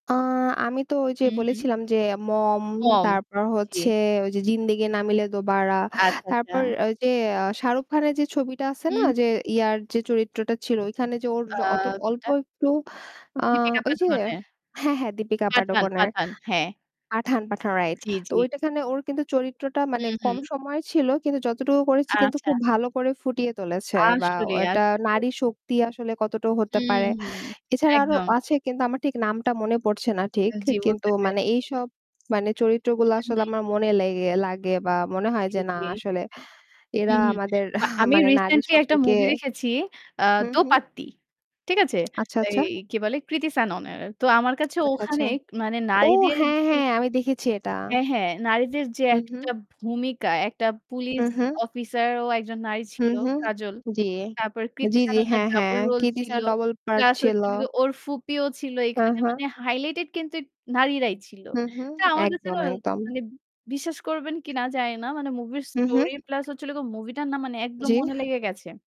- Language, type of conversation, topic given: Bengali, unstructured, সিনেমায় নারীদের চরিত্র নিয়ে আপনার কী ধারণা?
- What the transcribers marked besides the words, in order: static; chuckle; tapping; other background noise; "ডাবল" said as "ডবল"